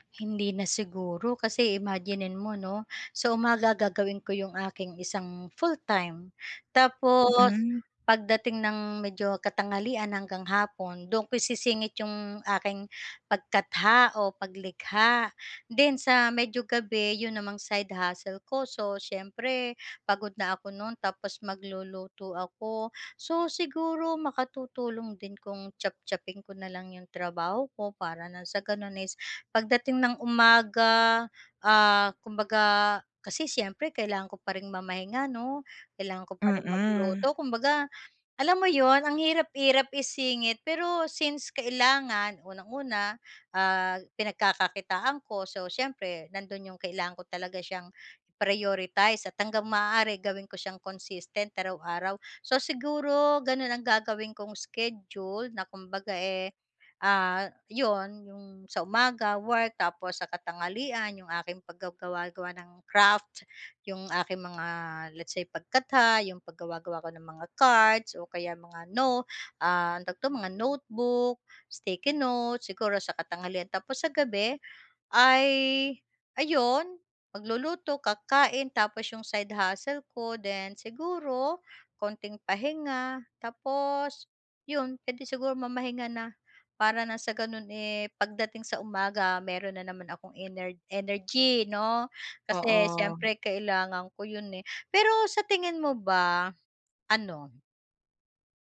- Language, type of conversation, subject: Filipino, advice, Paano ako makakapaglaan ng oras araw-araw para sa malikhaing gawain?
- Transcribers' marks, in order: tapping; other background noise